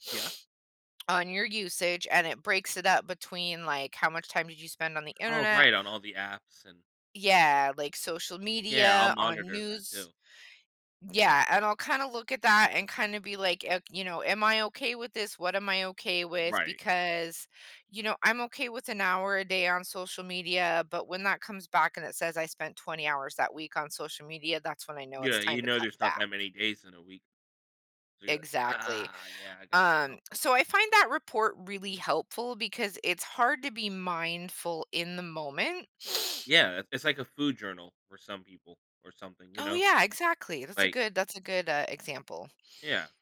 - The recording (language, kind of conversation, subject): English, unstructured, What are your strategies for limiting screen time while still staying connected with friends and family?
- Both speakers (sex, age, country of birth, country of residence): female, 40-44, United States, United States; male, 35-39, United States, United States
- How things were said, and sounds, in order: other background noise